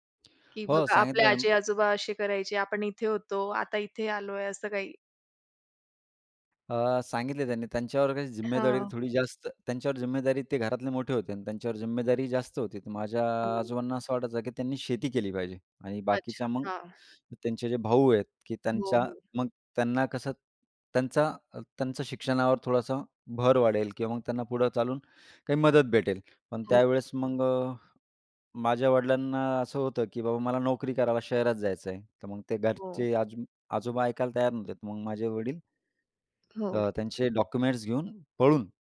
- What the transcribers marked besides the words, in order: tapping; horn; other background noise
- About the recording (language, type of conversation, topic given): Marathi, podcast, बाबा-आजोबांच्या स्थलांतराच्या गोष्टी सांगशील का?